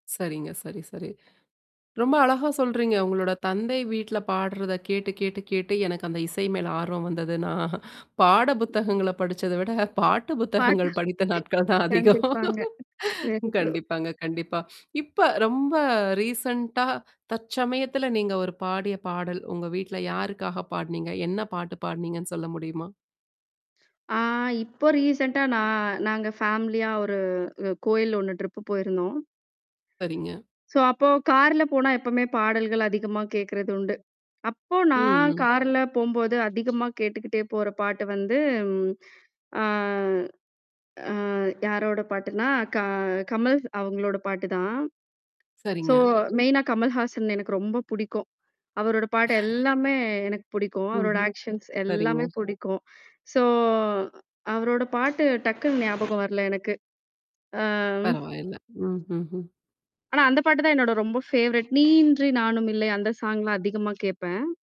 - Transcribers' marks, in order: laughing while speaking: "வந்ததுன்னா"; other background noise; laughing while speaking: "படிச்சத விட பாட்டு புத்தகங்கள் படித்த நாட்கள் தான் அதிகம்"; distorted speech; chuckle; unintelligible speech; in English: "ரீசென்ண்டா"; tapping; in English: "ரீசென்ட்டா"; in English: "ஃபேமிலியா"; in English: "டிரிப்"; in English: "சோ"; drawn out: "ஆ"; background speech; in English: "சோ"; other noise; in English: "ஆக்ஷன்ஸ்"; in English: "சோ"; drawn out: "ஆ"; in English: "ஃபேவரட்"; singing: "நீயின்றி நானும் இல்லை"; in English: "சாங்"
- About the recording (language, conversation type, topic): Tamil, podcast, இசை உங்களுக்குள் எந்த உணர்வுகளைத் தூண்டுகிறது?